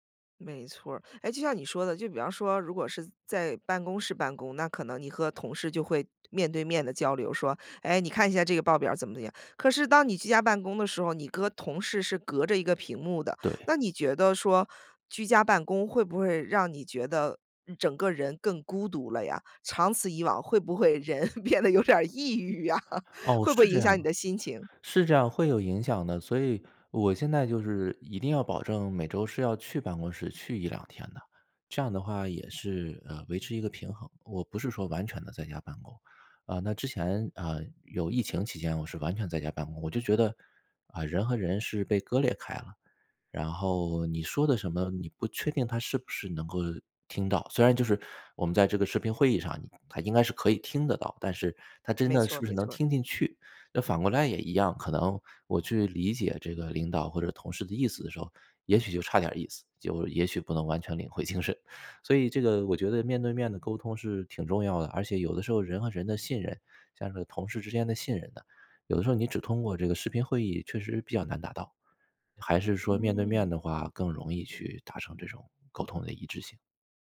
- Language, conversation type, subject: Chinese, podcast, 居家办公时，你如何划分工作和生活的界限？
- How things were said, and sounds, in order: "和" said as "哥"; laughing while speaking: "变得有点儿抑郁啊"; laughing while speaking: "精神"; other background noise